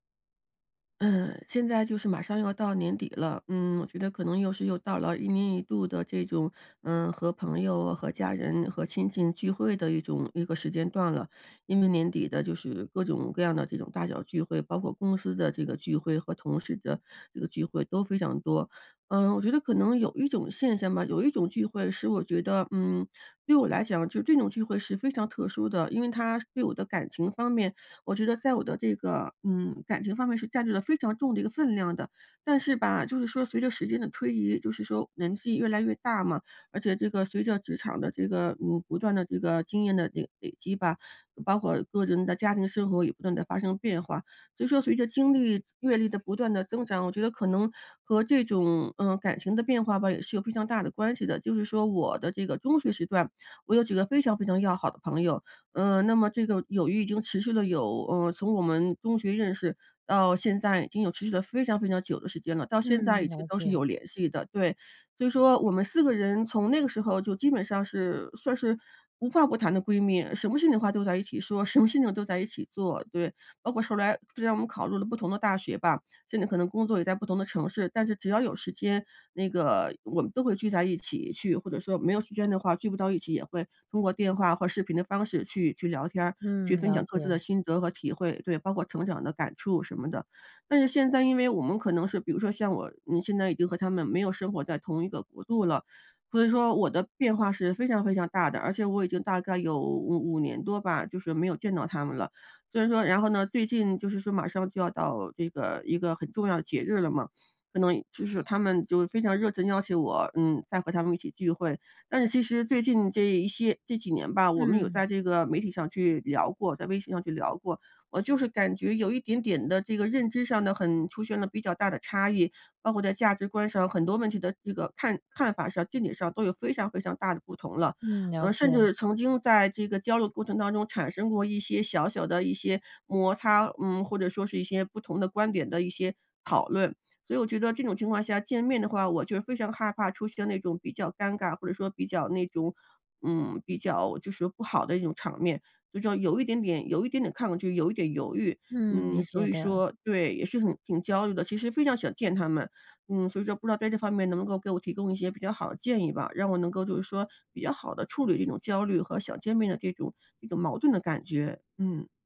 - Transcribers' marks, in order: tapping; other background noise
- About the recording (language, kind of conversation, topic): Chinese, advice, 参加聚会时我总是很焦虑，该怎么办？